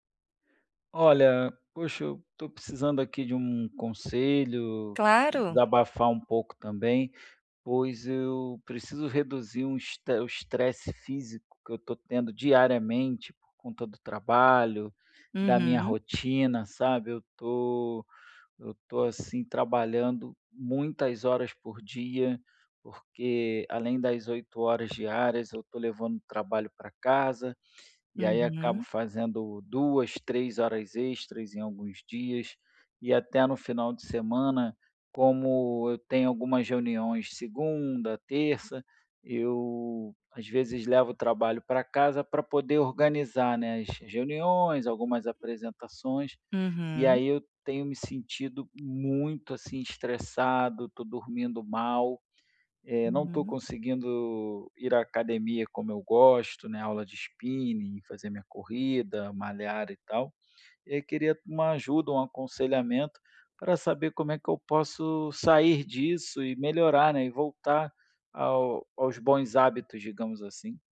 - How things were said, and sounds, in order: other background noise; tapping; in English: "spinning"
- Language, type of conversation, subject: Portuguese, advice, Como posso criar um ritual breve para reduzir o estresse físico diário?